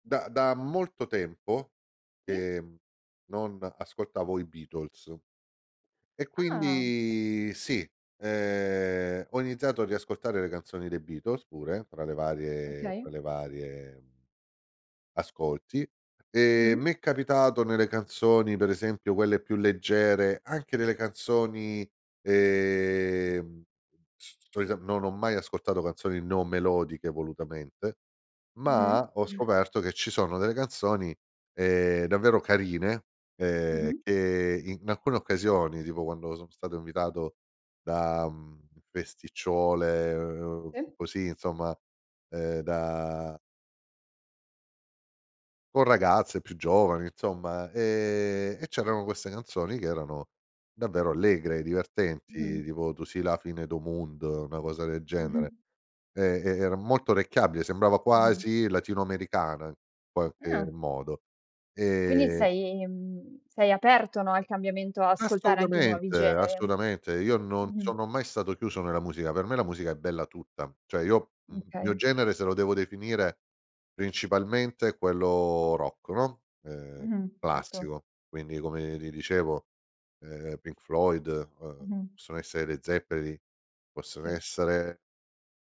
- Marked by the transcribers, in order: other noise; other background noise
- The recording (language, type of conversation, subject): Italian, podcast, Come la musica ti aiuta a capire i tuoi sentimenti?